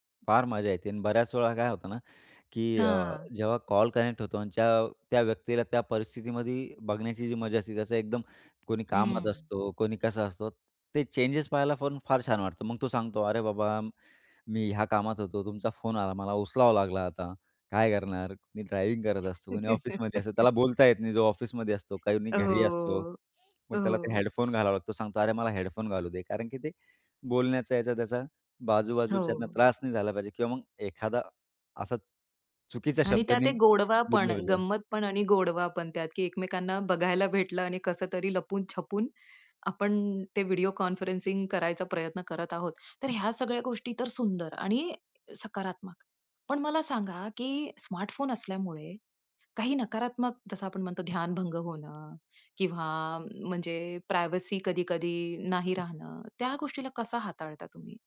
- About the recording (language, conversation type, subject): Marathi, podcast, स्मार्टफोनने तुमचं रोजचं आयुष्य कसं सोपं केलं आहे?
- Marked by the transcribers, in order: in English: "कनेक्ट"; tapping; other background noise; laugh; in English: "हेडफोन"; in English: "हेडफोन"; in English: "कॉन्फरन्सिंग"; in English: "प्रायव्हसी"